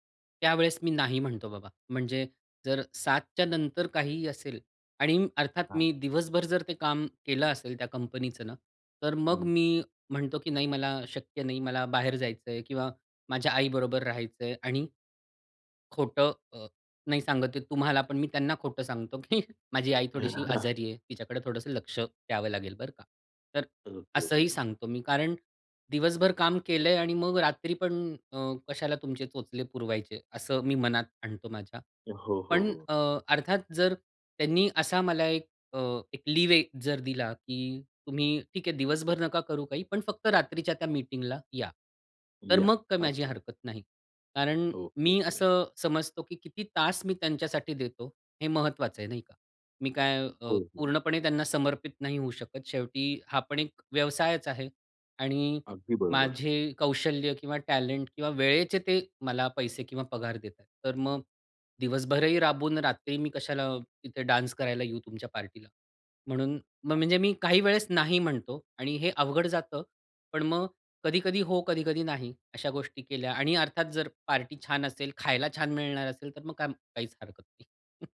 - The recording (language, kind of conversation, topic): Marathi, podcast, काम आणि वैयक्तिक आयुष्यातील संतुलन तुम्ही कसे साधता?
- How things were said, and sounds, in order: chuckle; in English: "लीव्ह"; in English: "डान्स"; tapping; other background noise